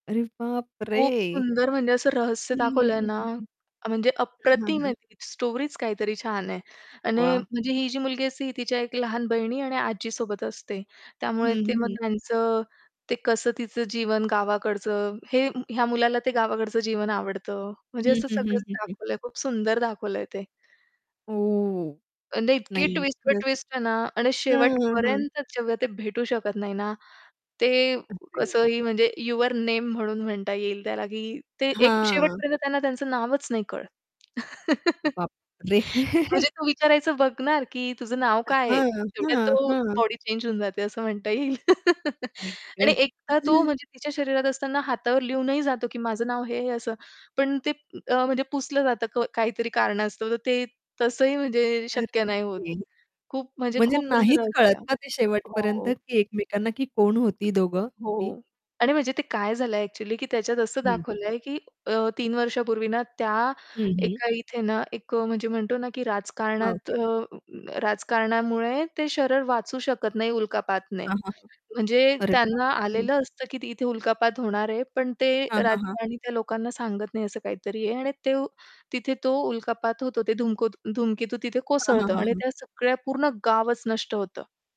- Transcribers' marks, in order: static; in English: "स्टोरीच"; other background noise; distorted speech; in English: "ट्विस्ट"; in English: "ट्विस्ट"; tapping; in English: "यूअर नेम"; chuckle; chuckle; other noise
- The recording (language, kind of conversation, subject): Marathi, podcast, तुम्हाला कधी एखाद्या चित्रपटाने पाहताक्षणीच वेगळ्या जगात नेल्यासारखं वाटलं आहे का?